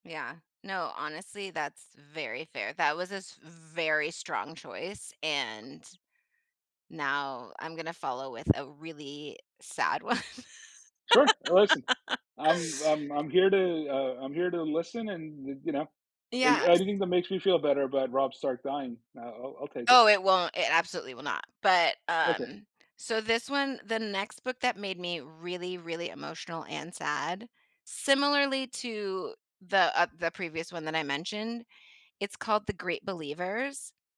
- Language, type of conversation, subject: English, unstructured, Why do some books have such a strong emotional impact on us?
- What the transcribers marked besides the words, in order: tapping; laugh